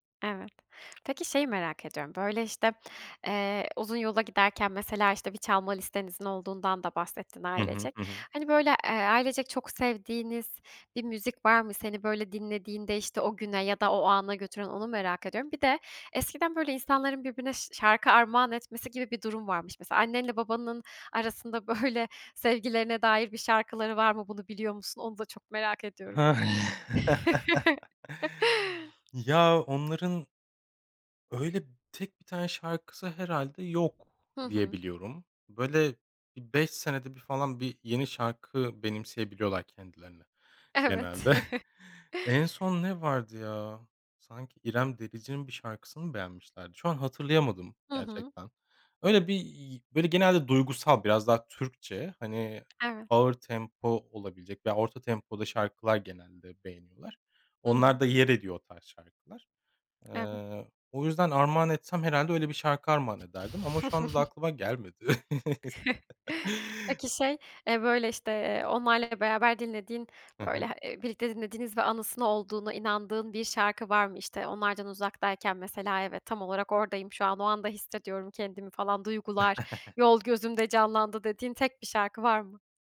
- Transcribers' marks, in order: other background noise; laughing while speaking: "böyle"; laugh; laugh; tapping; chuckle; laughing while speaking: "Evet"; chuckle; giggle; chuckle; laughing while speaking: "gelmedi"; laugh; chuckle
- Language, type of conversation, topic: Turkish, podcast, Ailenin müzik tercihleri seni nasıl şekillendirdi?